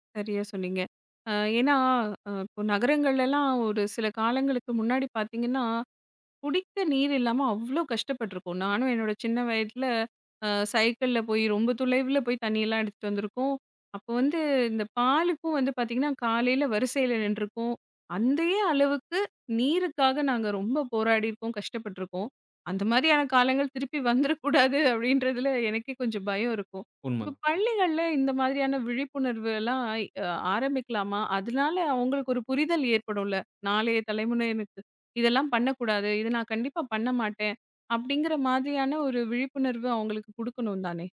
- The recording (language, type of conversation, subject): Tamil, podcast, ஒரு நதியை ஒரே நாளில் எப்படிச் சுத்தம் செய்யத் தொடங்கலாம்?
- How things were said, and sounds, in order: "அதே" said as "அந்தயே"; laughing while speaking: "திருப்பி வந்துறக்கூடாது, அப்பிடின்றதில"